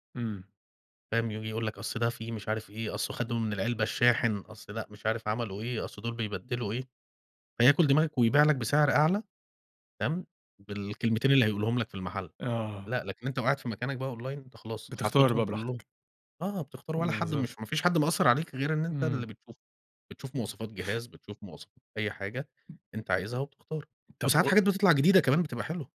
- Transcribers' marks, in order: in English: "online"; tapping
- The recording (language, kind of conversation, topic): Arabic, podcast, إيه رأيك في التسوّق الإلكتروني مقارنة بالمحلات التقليدية؟